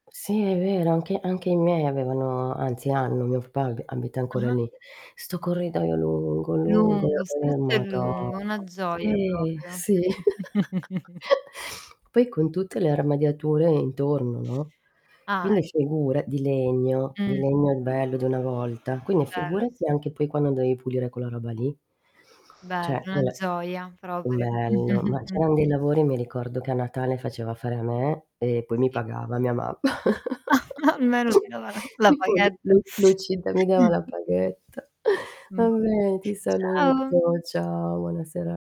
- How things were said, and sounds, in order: tapping; distorted speech; drawn out: "mado'"; chuckle; other background noise; static; "Cioè" said as "ceh"; chuckle; chuckle; laughing while speaking: "Ma almeno ti dava la la paghetta"; chuckle; laughing while speaking: "E poi lu lui lui ci da mi dava la paghetta"; throat clearing
- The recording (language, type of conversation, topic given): Italian, unstructured, Qual è il tuo modo preferito per rimanere fisicamente attivo ogni giorno?
- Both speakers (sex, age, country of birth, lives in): female, 35-39, Italy, Italy; female, 50-54, Italy, Italy